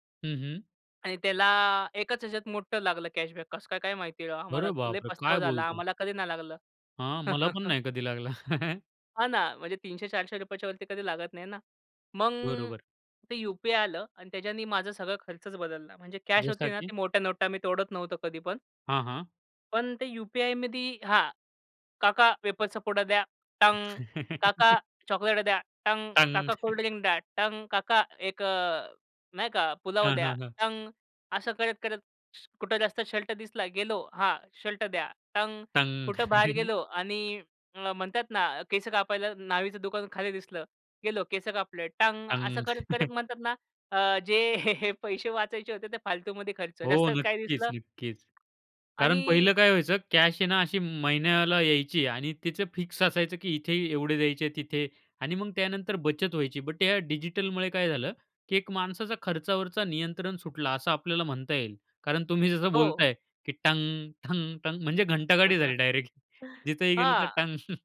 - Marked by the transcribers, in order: surprised: "अरे बापरे! काय बोलता?"; chuckle; chuckle; chuckle; chuckle; "न्हाव्याचं" said as "न्हावीचं"; chuckle; tapping; laughing while speaking: "बोलताय"; laughing while speaking: "टंग"; chuckle; chuckle
- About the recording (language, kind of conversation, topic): Marathi, podcast, डिजिटल पेमेंटमुळे तुमच्या खर्चाच्या सवयींमध्ये कोणते बदल झाले?